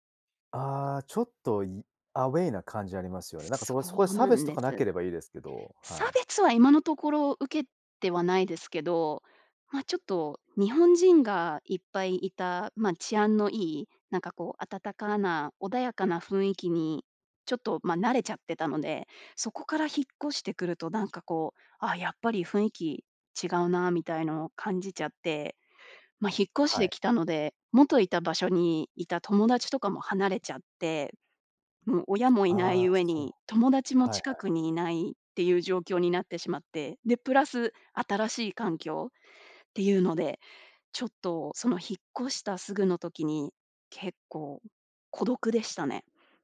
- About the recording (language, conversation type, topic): Japanese, podcast, 孤立を感じた経験はありますか？
- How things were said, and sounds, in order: in English: "アウェイ"